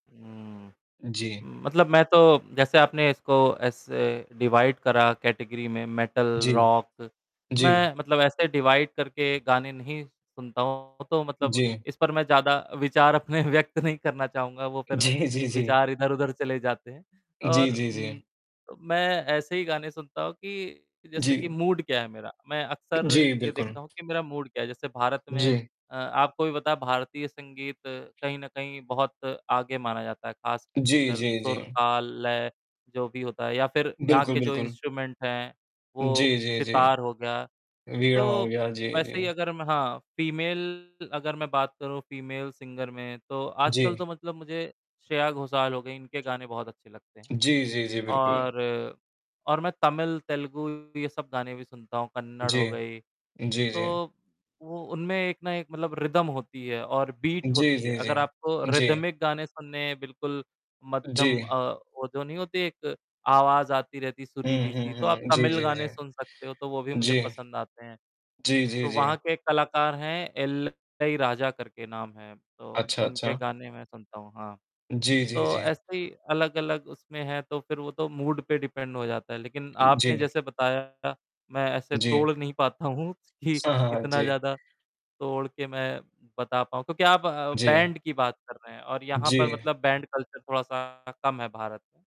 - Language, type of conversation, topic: Hindi, unstructured, आपके पसंदीदा कलाकार या संगीतकार कौन हैं?
- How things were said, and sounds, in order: static; distorted speech; mechanical hum; in English: "डिवाइड"; in English: "कैटेगरी"; in English: "मेटल रॉक"; in English: "डिवाइड"; laughing while speaking: "अपने व्यक्त नहीं"; laughing while speaking: "जी, जी, जी"; in English: "मूड"; in English: "मूड"; in English: "इंस्ट्रूमेंट"; in English: "फीमेल"; in English: "फीमेल सिंगर"; in English: "रिदम"; in English: "बीट"; in English: "रिदमिक"; other background noise; in English: "मूड"; in English: "डिपेंड"; laughing while speaking: "हूँ कि"; in English: "बैंड"; in English: "बैंड कल्चर"